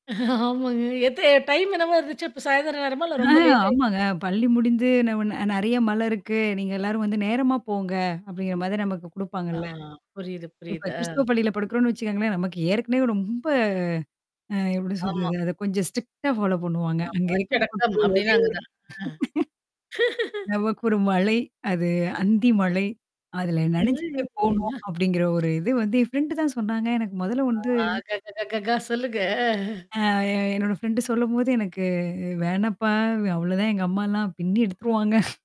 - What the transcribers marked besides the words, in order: chuckle; static; other background noise; distorted speech; tapping; in English: "ஸ்ட்ரிக்ட்டா ஃபாலோ"; unintelligible speech; chuckle; unintelligible speech; other noise; laughing while speaking: "ஆ க, க, க, க. சொல்லுங்க. அ"; chuckle
- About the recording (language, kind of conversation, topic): Tamil, podcast, பள்ளிக்காலத்தில் உங்கள் தோழர்களோடு நீங்கள் அனுபவித்த சிறந்த சாகசம் எது?